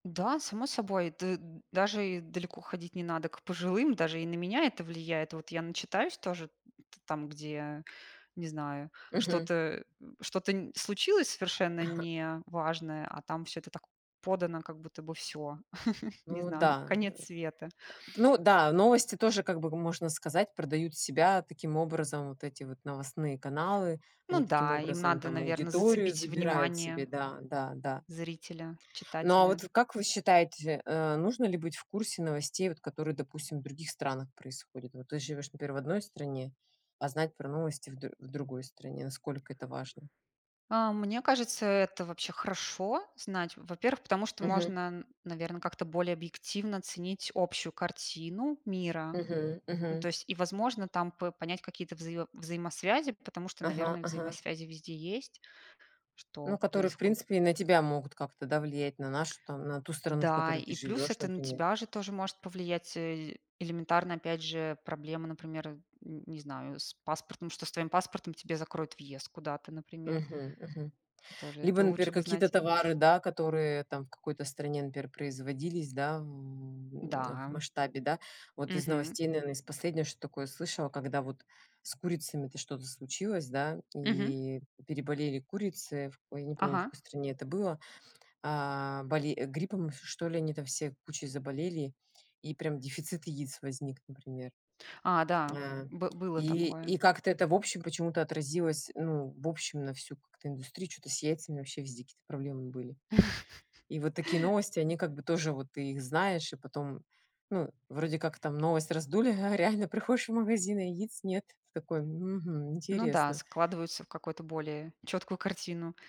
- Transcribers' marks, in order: chuckle; drawn out: "м"; laughing while speaking: "а реально приходишь в магазин"
- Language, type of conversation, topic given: Russian, unstructured, Почему важно оставаться в курсе событий мира?